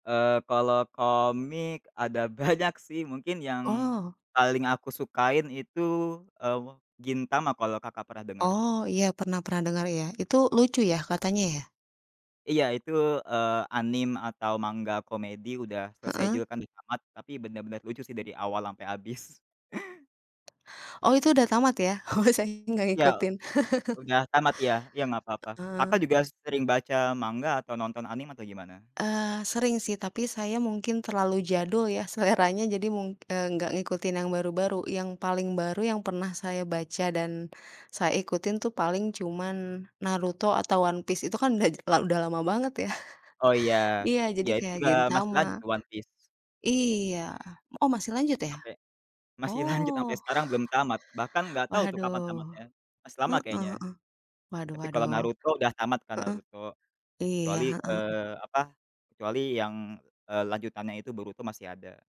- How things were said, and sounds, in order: laughing while speaking: "banyak"; other background noise; tapping; laughing while speaking: "Oh"; chuckle; laughing while speaking: "seleranya"; chuckle; laughing while speaking: "lanjut"; chuckle
- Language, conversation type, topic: Indonesian, unstructured, Apa peran hobi dalam mengurangi stres sehari-hari?